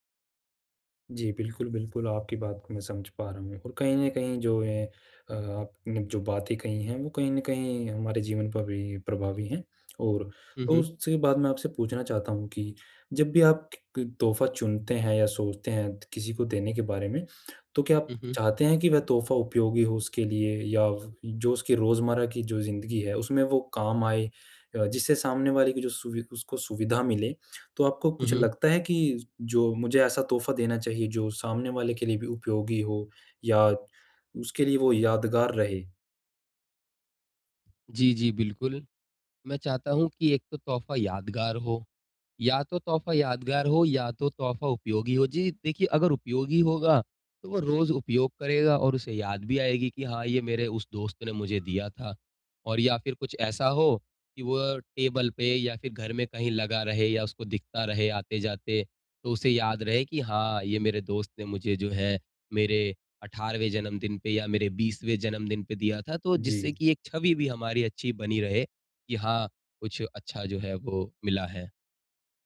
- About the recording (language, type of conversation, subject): Hindi, advice, किसी के लिए सही तोहफा कैसे चुनना चाहिए?
- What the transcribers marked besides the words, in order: tongue click